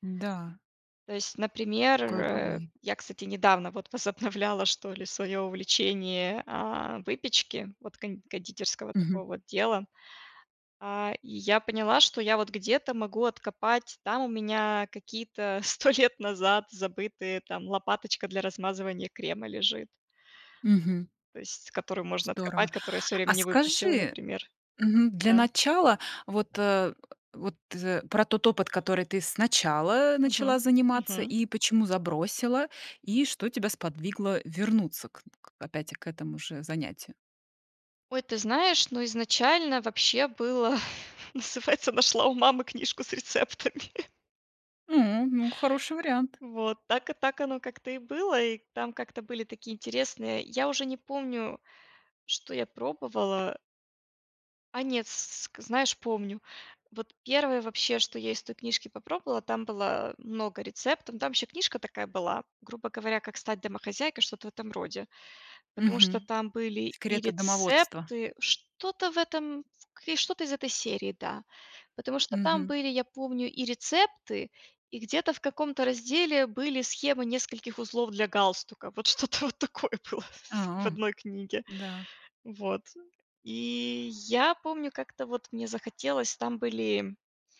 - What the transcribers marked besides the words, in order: laughing while speaking: "возобновляла"; laughing while speaking: "сто лет назад"; laughing while speaking: "называется нашла у мамы книжку с рецептами"; other background noise; laughing while speaking: "что-то вот такое было"; background speech
- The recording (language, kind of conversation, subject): Russian, podcast, Как бюджетно снова начать заниматься забытым увлечением?
- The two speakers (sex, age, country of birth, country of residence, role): female, 35-39, Ukraine, United States, guest; female, 40-44, Russia, Mexico, host